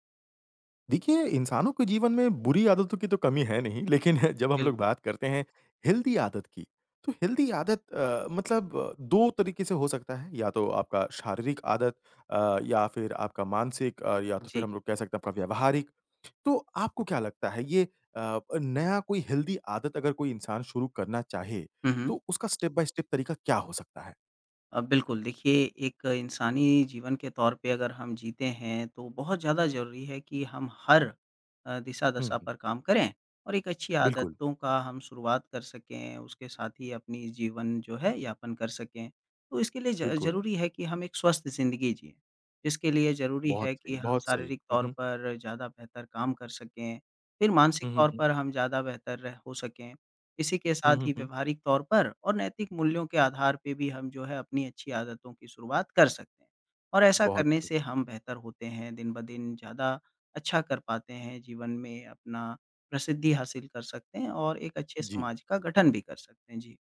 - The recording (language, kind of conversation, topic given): Hindi, podcast, नई स्वस्थ आदत शुरू करने के लिए आपका कदम-दर-कदम तरीका क्या है?
- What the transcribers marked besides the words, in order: laughing while speaking: "लेकिन"; in English: "हेल्दी"; in English: "हेल्दी"; in English: "हेल्दी"; in English: "स्टेप बाय स्टेप"